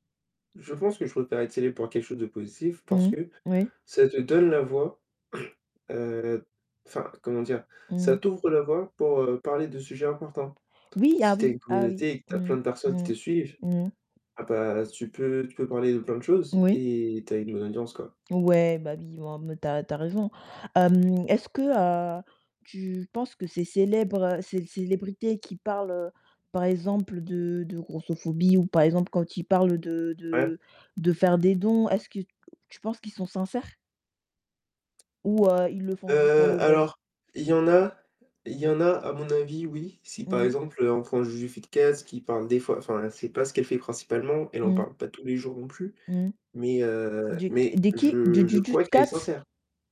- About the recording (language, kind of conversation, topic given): French, unstructured, Préféreriez-vous être célèbre pour quelque chose de positif ou pour quelque chose de controversé ?
- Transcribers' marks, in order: static; distorted speech; throat clearing; tapping; "Juju Fitcats" said as "Du du dut cats"